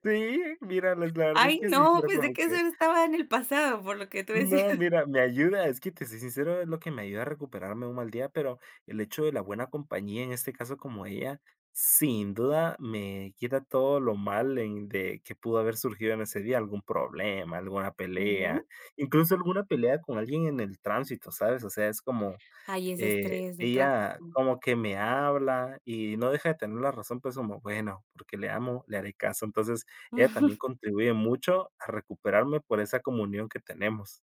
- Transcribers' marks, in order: laughing while speaking: "decías"; giggle
- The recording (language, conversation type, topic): Spanish, podcast, ¿Cómo te recuperas de un mal día?
- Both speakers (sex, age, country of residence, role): female, 20-24, United States, host; male, 25-29, United States, guest